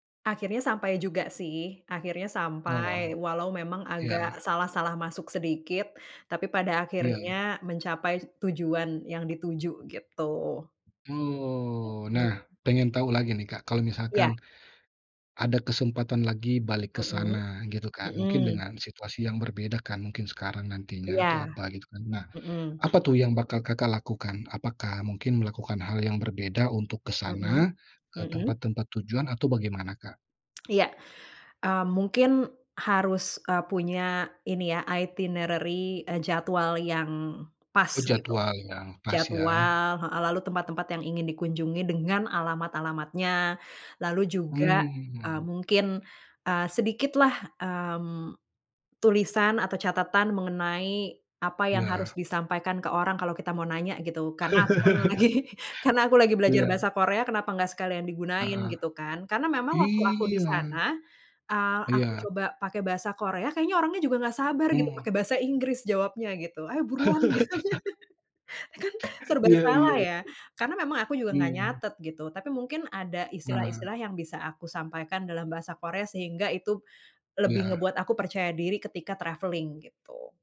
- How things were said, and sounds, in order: laughing while speaking: "lagi"; chuckle; laughing while speaking: "Gitu, kan"; chuckle; other background noise; in English: "travelling"
- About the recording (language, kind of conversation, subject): Indonesian, podcast, Pernahkah kamu tersesat saat traveling dan akhirnya jadi cerita seru?